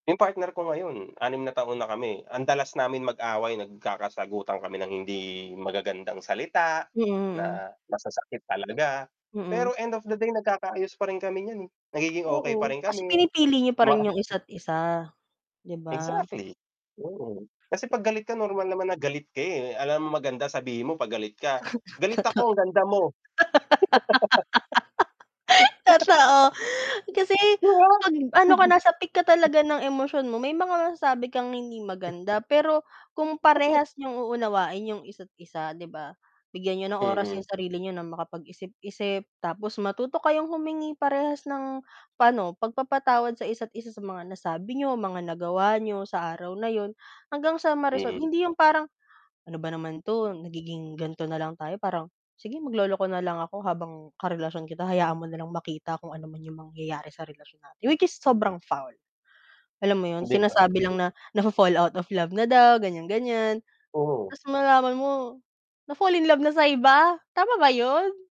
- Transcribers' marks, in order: static; distorted speech; tapping; chuckle; laughing while speaking: "Totoo"; laugh; laugh; put-on voice: "'Di ba?!"; chuckle
- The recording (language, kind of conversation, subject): Filipino, unstructured, Bakit may mga taong nagagalit kapag pinapaalala sa kanila ang mga lumang sugat?